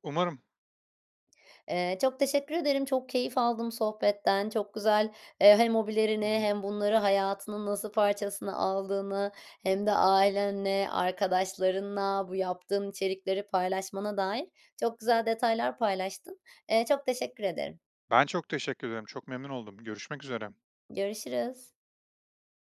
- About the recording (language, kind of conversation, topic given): Turkish, podcast, Hobini günlük rutinine nasıl sığdırıyorsun?
- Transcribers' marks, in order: tapping